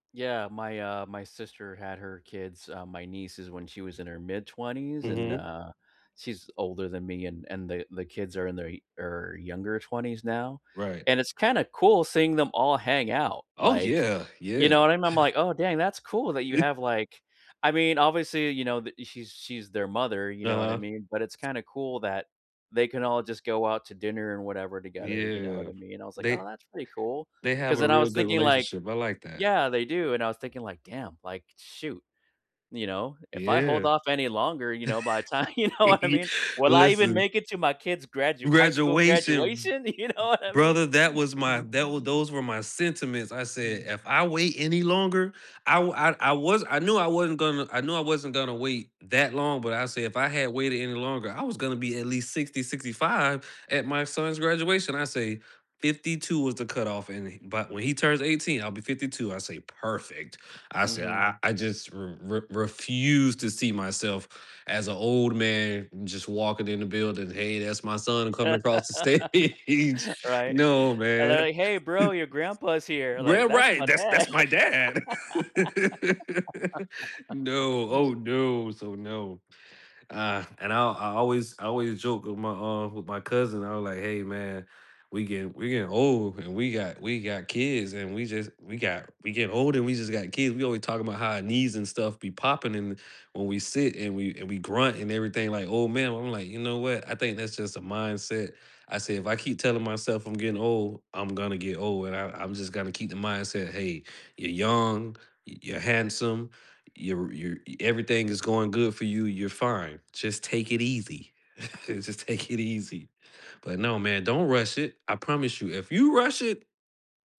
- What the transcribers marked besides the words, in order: chuckle; laugh; laugh; laughing while speaking: "by the time I you know what I mean?"; laughing while speaking: "You know what I mean?"; laugh; other background noise; laugh; laughing while speaking: "stage"; chuckle; laugh; laugh; chuckle
- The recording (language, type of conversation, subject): English, unstructured, How do you balance work and personal life?
- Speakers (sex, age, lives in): male, 35-39, United States; male, 50-54, United States